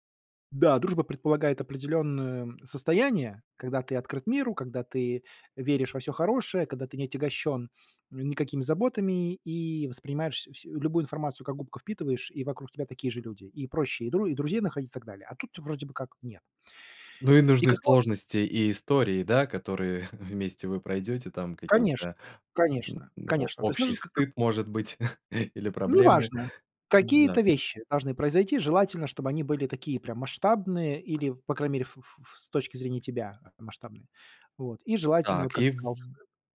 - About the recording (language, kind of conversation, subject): Russian, podcast, Как ты находил друзей среди местных жителей?
- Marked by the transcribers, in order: chuckle; chuckle